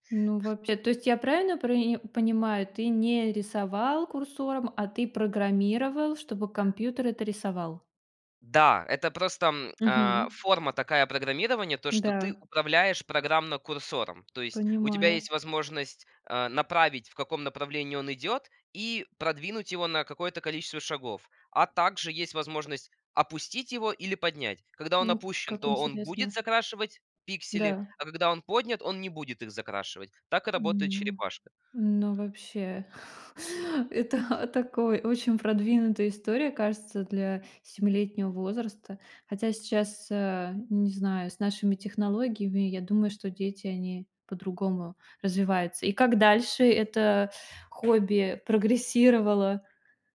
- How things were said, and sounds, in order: other noise; tapping; chuckle; other background noise
- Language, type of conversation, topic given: Russian, podcast, Как это хобби изменило твою жизнь?